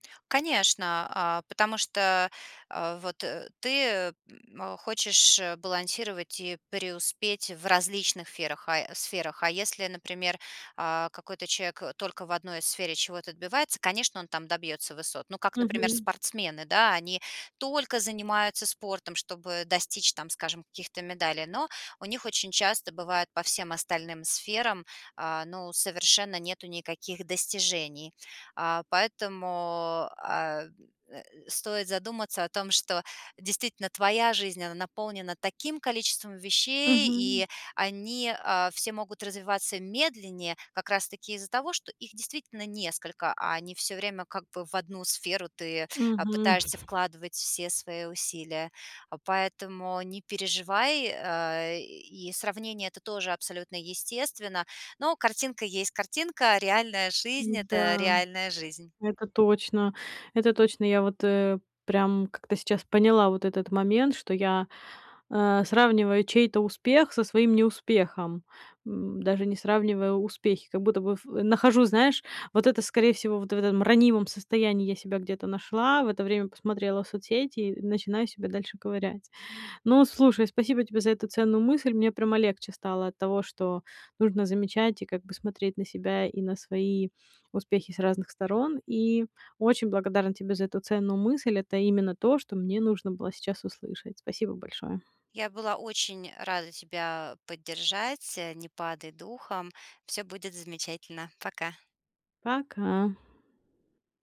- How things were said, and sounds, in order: "сферах" said as "ферах"; tapping; stressed: "только занимаются спортом"; stressed: "таким количеством вещей"; chuckle
- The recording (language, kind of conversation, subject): Russian, advice, Как справиться с чувством фальши в соцсетях из-за постоянного сравнения с другими?